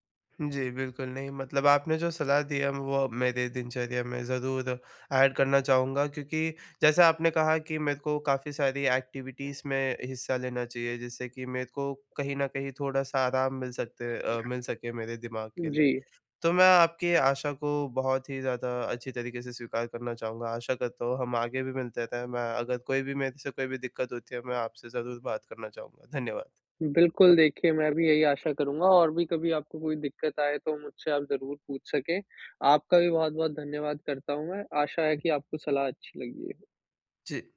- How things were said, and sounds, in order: in English: "एड"; in English: "एक्टिविटीज़"; other background noise; other noise
- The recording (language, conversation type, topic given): Hindi, advice, काम और स्वास्थ्य के बीच संतुलन बनाने के उपाय